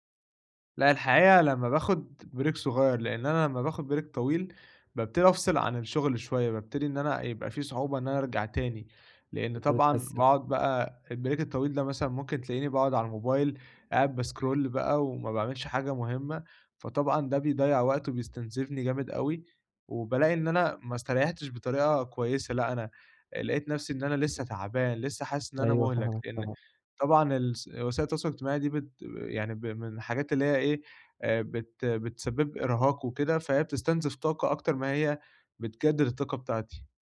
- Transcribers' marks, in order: in English: "بريك"; in English: "بريك"; in English: "البريك"; in English: "باسكرول"
- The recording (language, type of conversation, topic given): Arabic, advice, إزاي أوازن بين فترات الشغل المكثّف والاستراحات اللي بتجدّد طاقتي طول اليوم؟